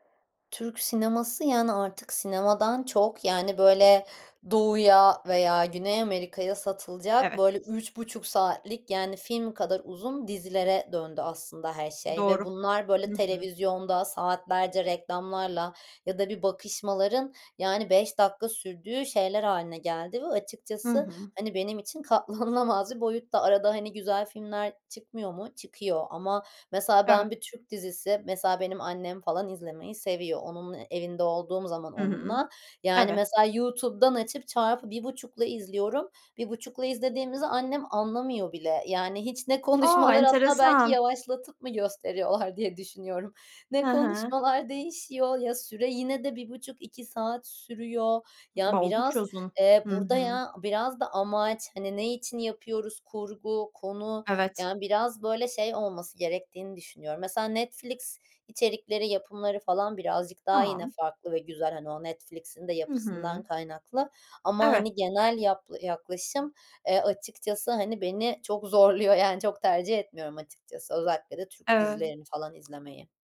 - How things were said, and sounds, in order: laughing while speaking: "katlanılamaz"; laughing while speaking: "konuşmalar"; laughing while speaking: "gösteriyorlar"; laughing while speaking: "zorluyor, yani"; other background noise
- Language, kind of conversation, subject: Turkish, podcast, Unutamadığın en etkileyici sinema deneyimini anlatır mısın?